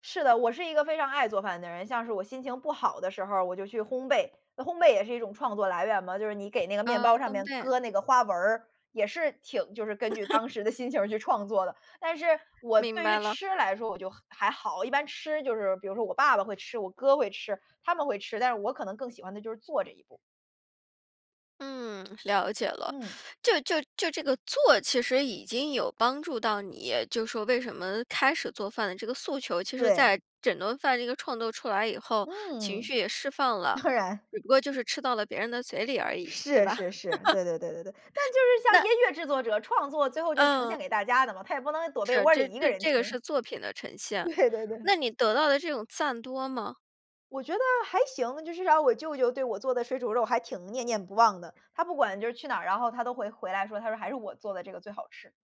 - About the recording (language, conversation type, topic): Chinese, podcast, 如何把做饭当成创作
- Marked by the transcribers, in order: laugh; laughing while speaking: "心情"; other background noise; tapping; laughing while speaking: "当然"; laugh; laughing while speaking: "听"; laughing while speaking: "对 对 对"